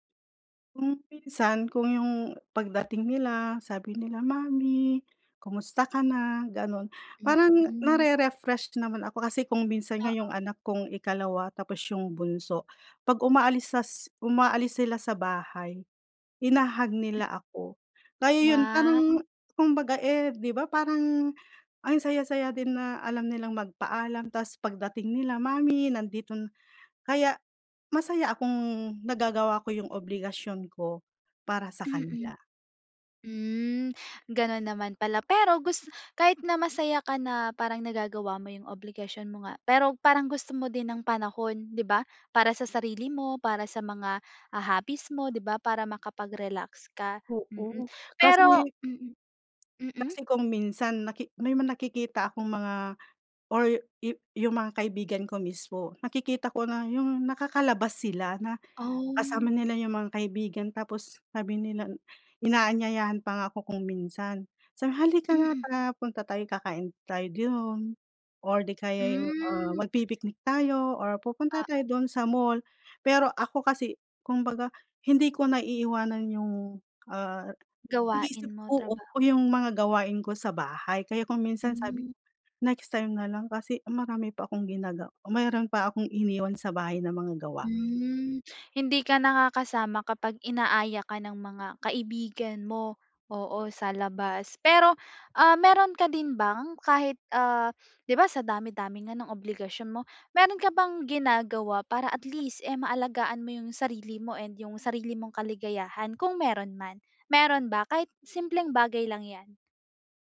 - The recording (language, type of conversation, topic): Filipino, advice, Paano ko mababalanse ang obligasyon, kaligayahan, at responsibilidad?
- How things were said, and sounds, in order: other background noise; tapping